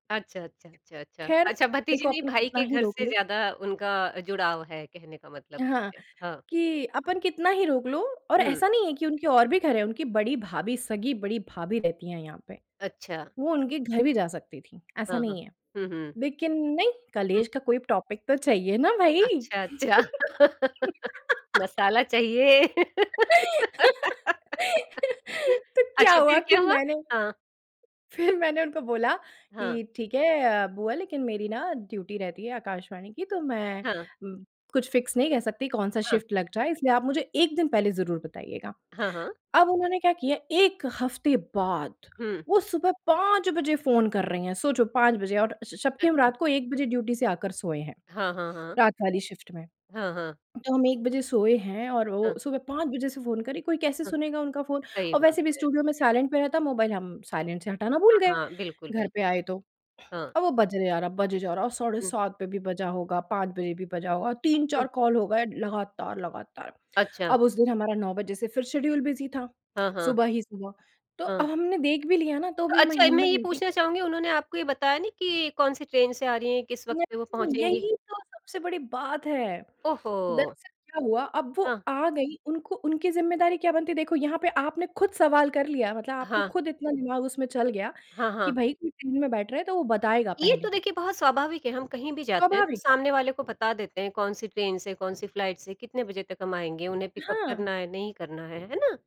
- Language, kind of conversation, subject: Hindi, podcast, रिश्तों से आपने क्या सबसे बड़ी बात सीखी?
- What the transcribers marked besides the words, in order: laughing while speaking: "अच्छा। मसाला चाहिए"; in English: "टॉपिक"; laugh; laughing while speaking: "तो क्या हुआ कि मैंने"; in English: "ड्यूटी"; in English: "फिक्स"; in English: "शिफ्ट"; in English: "ड्यूटी"; in English: "शिफ्ट"; in English: "शेड्यूल बिज़ी"; unintelligible speech; in English: "पिकअप"